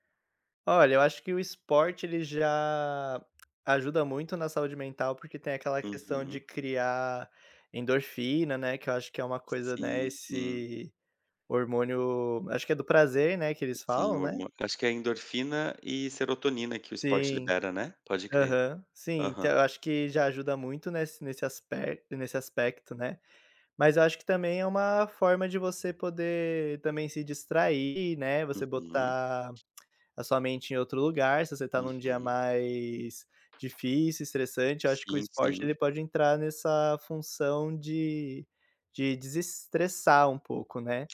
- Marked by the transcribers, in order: other background noise
- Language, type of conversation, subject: Portuguese, unstructured, Como o esporte pode ajudar na saúde mental?